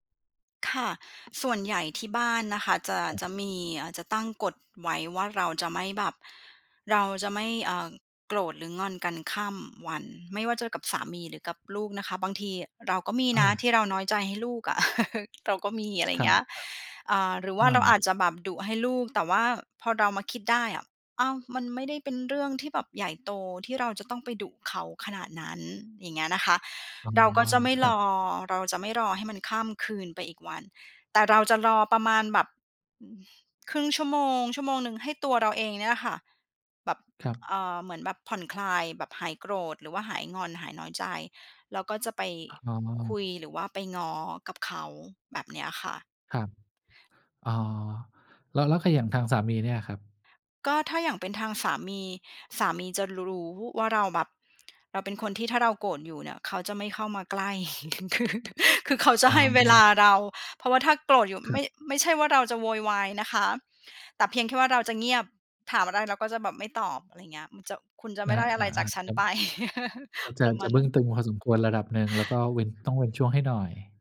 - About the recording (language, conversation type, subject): Thai, podcast, คุณกับคนในบ้านมักแสดงความรักกันแบบไหน?
- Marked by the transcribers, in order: other background noise; chuckle; giggle; laugh